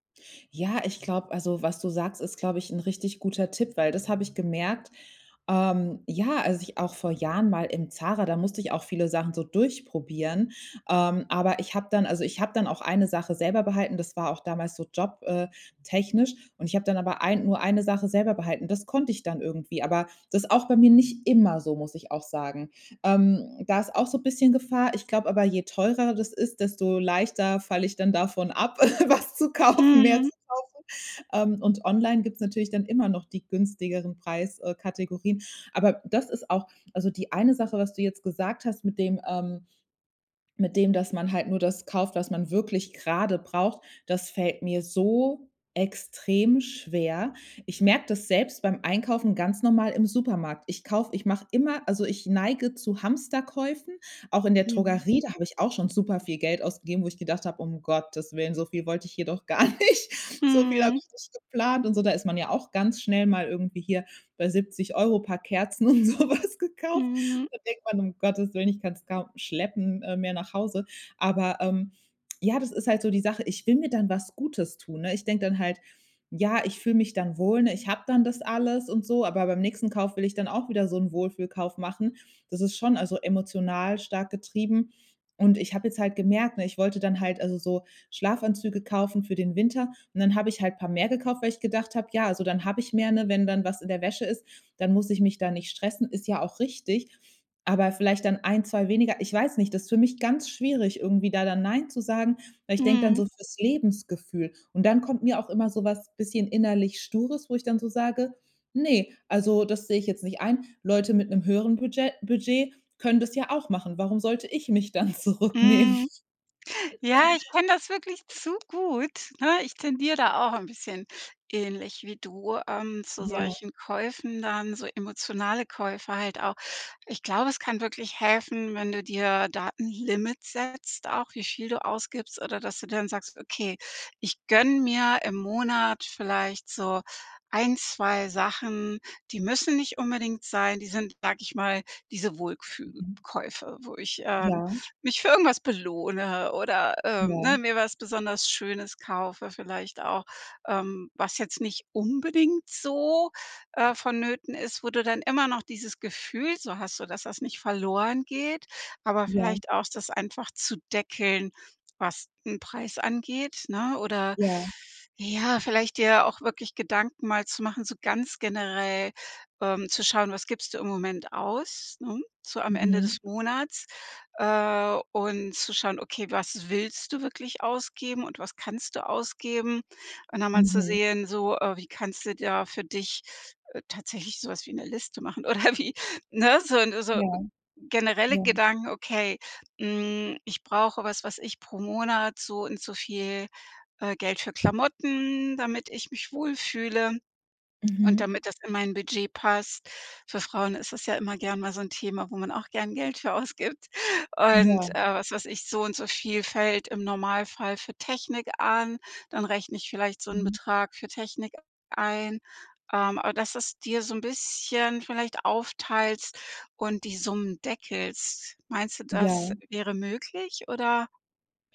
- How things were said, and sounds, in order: stressed: "immer"; laugh; laughing while speaking: "was zu kaufen"; stressed: "so extrem schwer"; laughing while speaking: "gar nicht. So viel habe ich nicht geplant"; laughing while speaking: "dann zurücknehmen?"; chuckle; "Wohlfühl-Käufe" said as "Wohlkühl-Käufe"; stressed: "unbedingt"; sigh; other background noise; laughing while speaking: "oder wie"; chuckle
- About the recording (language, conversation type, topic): German, advice, Wie kann ich es schaffen, konsequent Geld zu sparen und mein Budget einzuhalten?